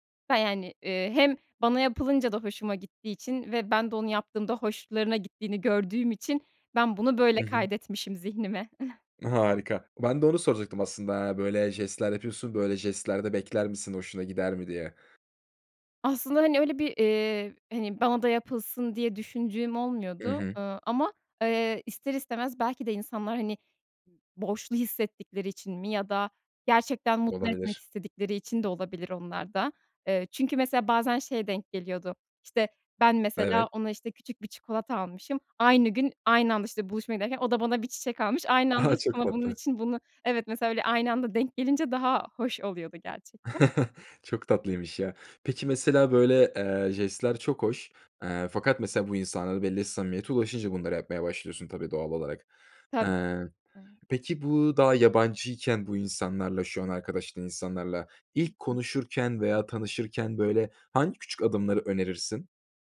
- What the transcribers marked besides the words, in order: unintelligible speech; giggle; "düşündüğüm" said as "düşüncüğüm"; chuckle; unintelligible speech
- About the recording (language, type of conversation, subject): Turkish, podcast, İnsanlarla bağ kurmak için hangi adımları önerirsin?